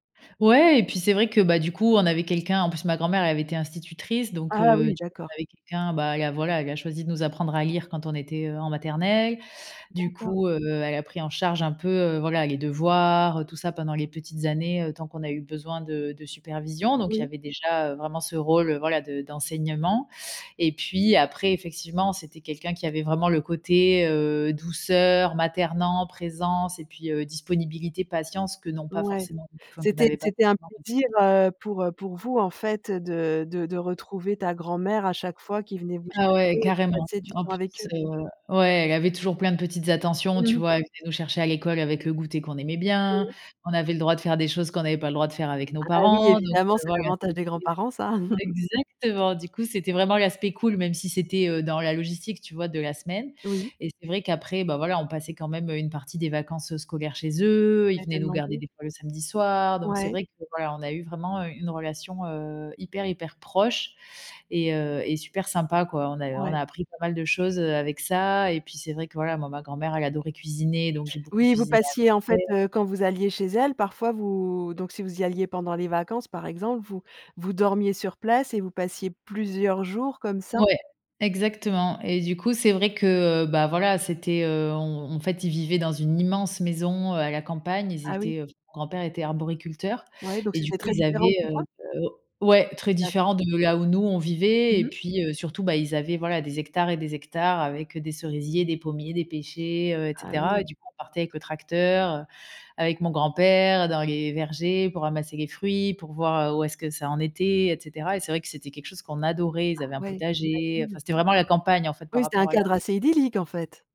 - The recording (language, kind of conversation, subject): French, podcast, Quelle place tenaient les grands-parents dans ton quotidien ?
- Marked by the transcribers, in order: unintelligible speech; other background noise; stressed: "bien"; chuckle; tapping